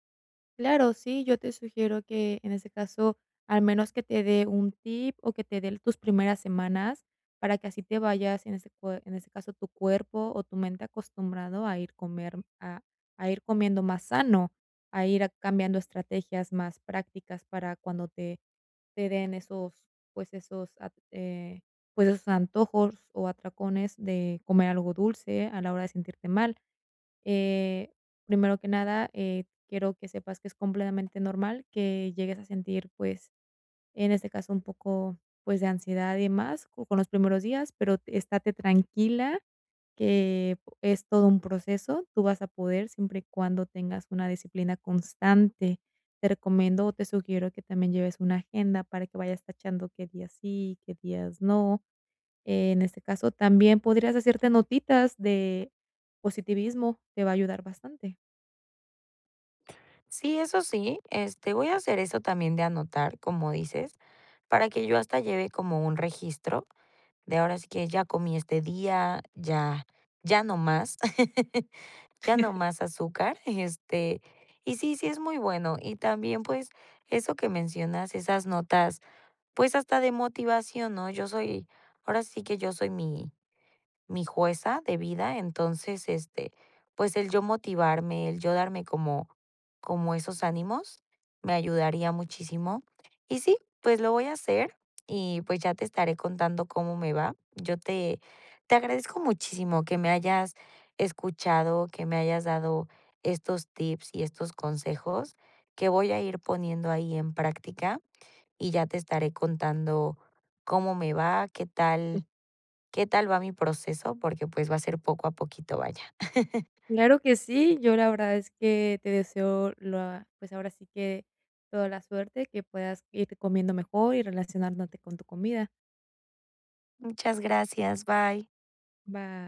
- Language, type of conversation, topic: Spanish, advice, ¿Cómo puedo controlar los antojos y gestionar mis emociones sin sentirme mal?
- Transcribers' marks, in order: tapping; laugh; chuckle; other background noise; chuckle